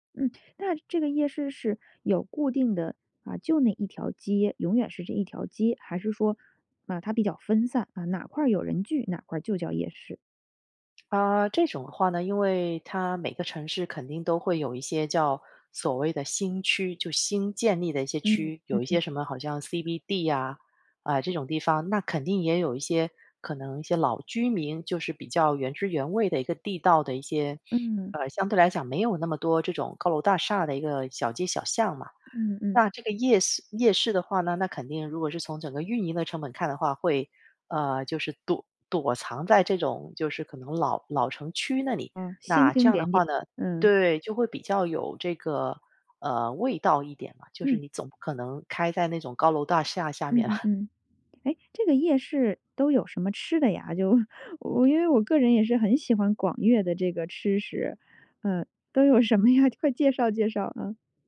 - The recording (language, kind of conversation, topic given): Chinese, podcast, 你会如何向别人介绍你家乡的夜市？
- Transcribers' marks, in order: other background noise; chuckle; laughing while speaking: "就"; laughing while speaking: "什么呀？"